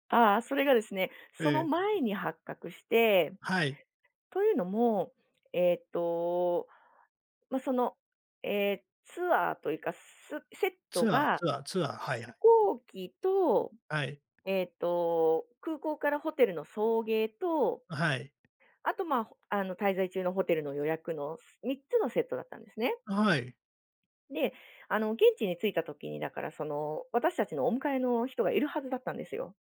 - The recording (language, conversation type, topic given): Japanese, podcast, ホテルの予約が消えていたとき、どう対応しましたか？
- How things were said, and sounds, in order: none